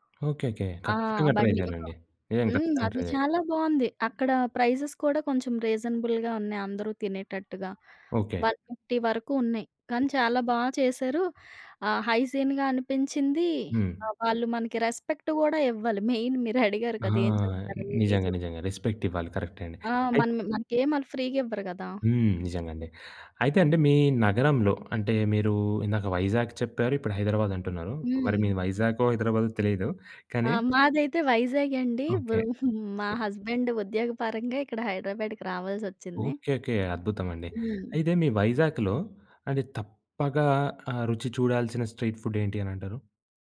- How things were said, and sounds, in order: in English: "ట్రై"; in English: "ట్రై"; in English: "ప్రైజెస్"; in English: "రీజనబుల్‌గా"; in English: "వన్ ఫిఫ్టీ"; other background noise; in English: "హైజీన్‌గా"; in English: "రెస్పెక్ట్"; in English: "మెయిన్"; in English: "రెస్పెక్ట్"; giggle; in English: "హస్బెండ్"; in English: "స్ట్రీట్ ఫుడ్"
- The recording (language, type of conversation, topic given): Telugu, podcast, వీధి ఆహారం తిన్న మీ మొదటి అనుభవం ఏది?